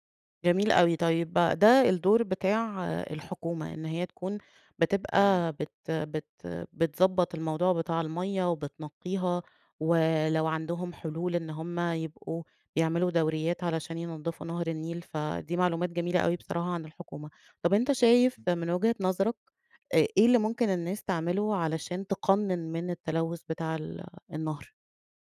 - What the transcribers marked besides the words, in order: unintelligible speech
- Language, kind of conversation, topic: Arabic, podcast, ليه الميه بقت قضية كبيرة النهارده في رأيك؟